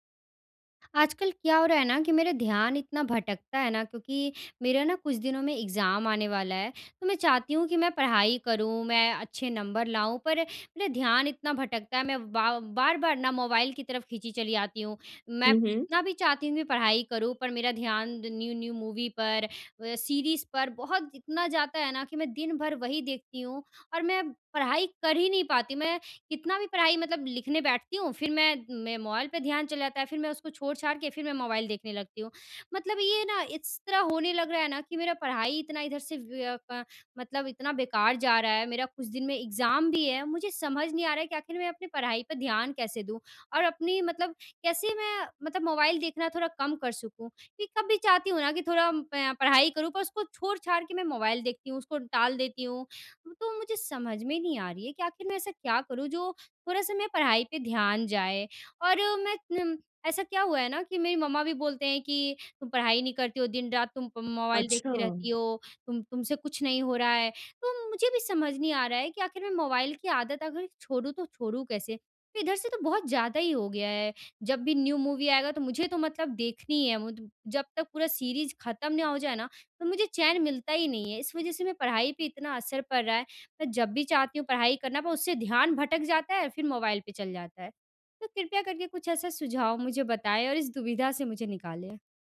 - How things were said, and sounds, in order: in English: "एग्ज़ाम"; in English: "न्यू-न्यू मूवी"; in English: "एग्ज़ाम"; in English: "न्यू मूवी"
- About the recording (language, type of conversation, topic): Hindi, advice, मैं ध्यान भटकने और टालमटोल करने की आदत कैसे तोड़ूँ?